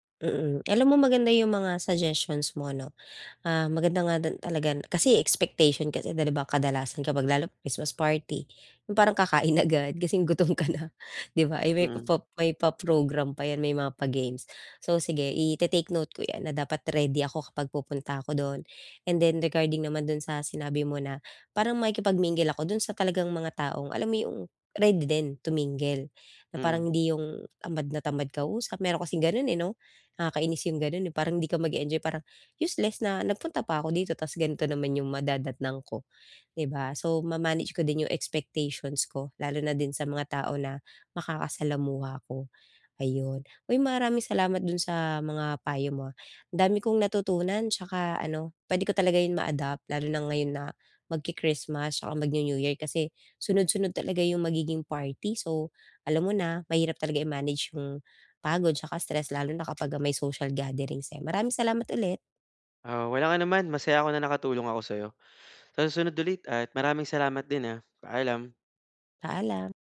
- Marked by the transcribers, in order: laughing while speaking: "agad"; laughing while speaking: "yung gutom ka na"; other background noise
- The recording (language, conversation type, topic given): Filipino, advice, Paano ko mababawasan ang pagod at stress tuwing may mga pagtitipon o salu-salo?